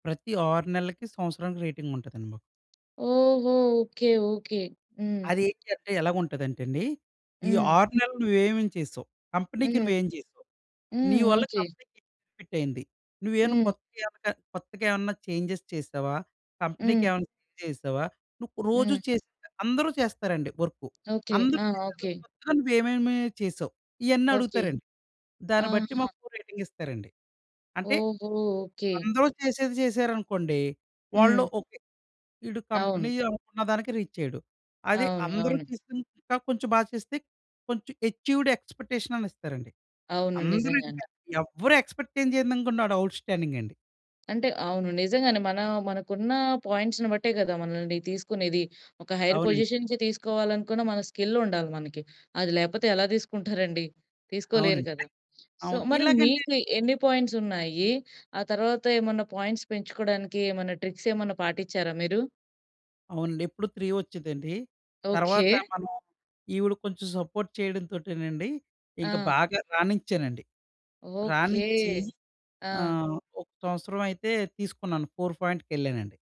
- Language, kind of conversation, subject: Telugu, podcast, సోషియల్ మీడియా వాడుతున్నప్పుడు మరింత జాగ్రత్తగా, అవగాహనతో ఎలా ఉండాలి?
- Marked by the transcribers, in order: tapping; in English: "కంపెనీ‌కి"; in English: "కంపెనీ‌కి"; in English: "చేంజెస్"; in English: "కంపెనీ‌కి"; in English: "చేంజ్"; other background noise; in English: "రేటింగ్"; in English: "కంపెనీ"; in English: "అచీవ్‌డ్ ఎక్స్‌పెక్టేషనని"; in English: "ఎక్స్‌పెక్ట్"; in English: "అవుట్‌స్టాడింగ్"; in English: "పాయింట్స్‌ని"; in English: "హైర్ పొజిషన్‌కి"; in English: "సో"; in English: "పాయింట్స్"; in English: "ట్రిక్స్"; in English: "త్రీ"; in English: "సపోర్ట్"; in English: "ఫోర్"